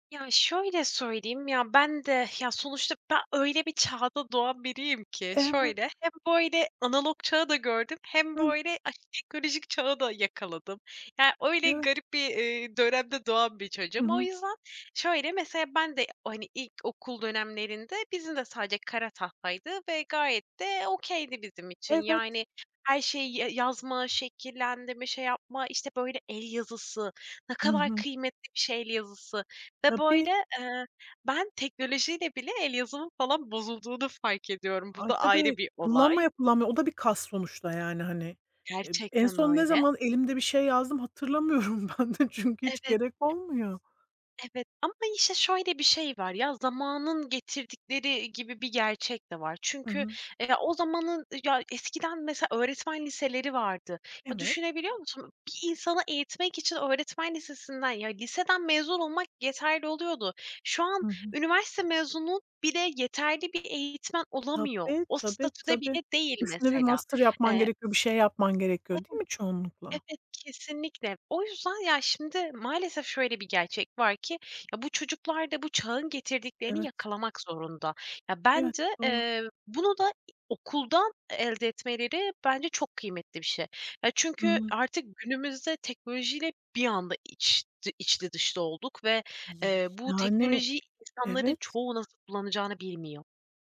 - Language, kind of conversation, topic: Turkish, unstructured, Eğitimde teknoloji kullanımı sence ne kadar önemli?
- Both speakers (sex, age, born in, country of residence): female, 25-29, Turkey, Poland; female, 40-44, Turkey, United States
- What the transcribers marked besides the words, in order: other background noise; tapping; in English: "okay'di"; laughing while speaking: "ben de çünkü hiç"; other noise